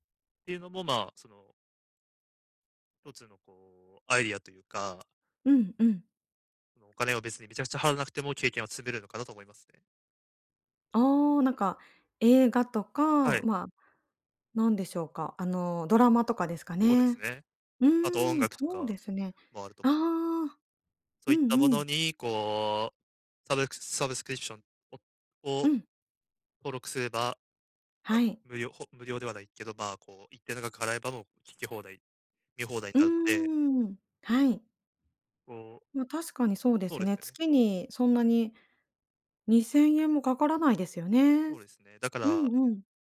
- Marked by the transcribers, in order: other background noise
- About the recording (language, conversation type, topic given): Japanese, advice, 簡素な生活で経験を増やすにはどうすればよいですか？
- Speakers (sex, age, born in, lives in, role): female, 40-44, Japan, Japan, user; male, 20-24, Japan, Japan, advisor